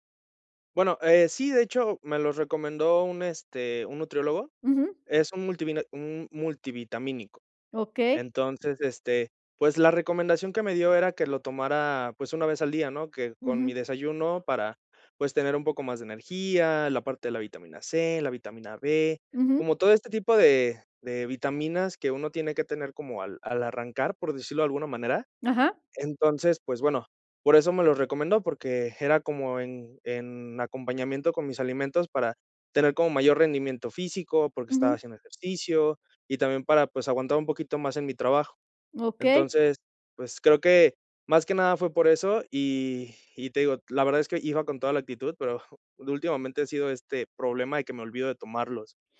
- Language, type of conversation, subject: Spanish, advice, ¿Cómo puedo evitar olvidar tomar mis medicamentos o suplementos con regularidad?
- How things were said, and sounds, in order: tapping; chuckle